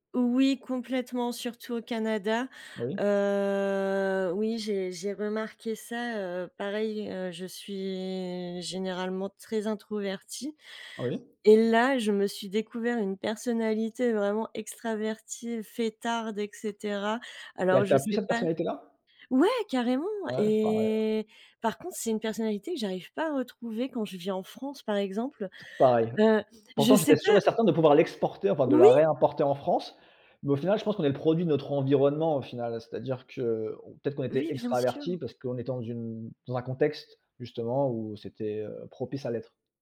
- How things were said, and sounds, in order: drawn out: "Heu"; drawn out: "suis"
- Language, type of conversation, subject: French, unstructured, Qu’est-ce qui te motive à partir à l’étranger ?